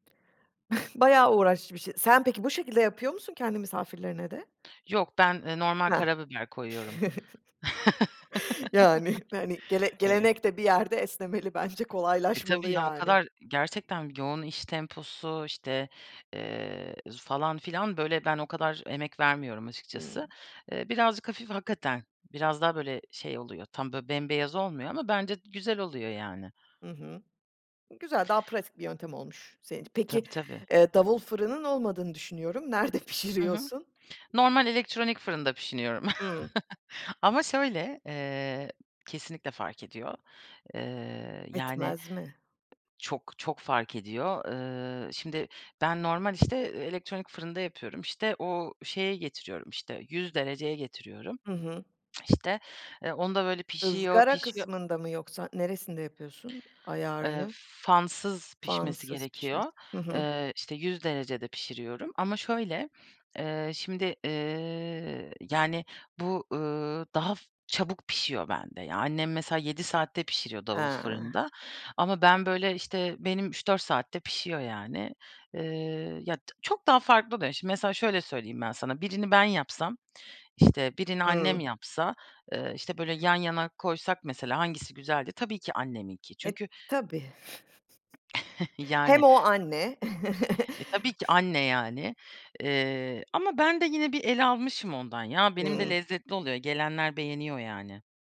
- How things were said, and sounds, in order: chuckle; chuckle; laughing while speaking: "Yani"; laughing while speaking: "esnemeli bence"; chuckle; tapping; laughing while speaking: "Nerede"; other background noise; "pişiriyorum" said as "pişiniyorum"; chuckle; lip smack; drawn out: "Ha"; chuckle; giggle; chuckle
- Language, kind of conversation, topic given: Turkish, podcast, Evinizde özel günlerde yaptığınız bir yemek geleneği var mı?